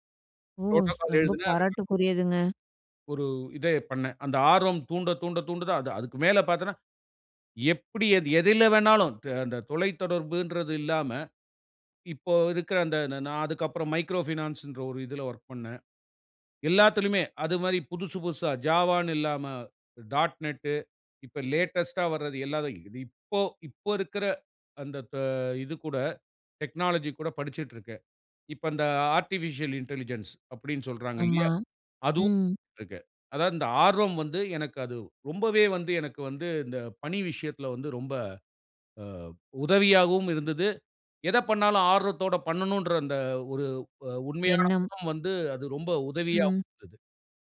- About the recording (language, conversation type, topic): Tamil, podcast, உங்களுக்குப் பிடித்த ஆர்வப்பணி எது, அதைப் பற்றி சொல்லுவீர்களா?
- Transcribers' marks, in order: surprised: "ஓ! ரொம்ப பாராட்டுக்குரியதுங்க"; unintelligible speech; in English: "வொர்க்"; in English: "லேட்டஸ்ட்டா"; in English: "டெக்னாலஜி"; in English: "ஆர்டிபிஷியல் இன்டெலிஜென்ஸ்"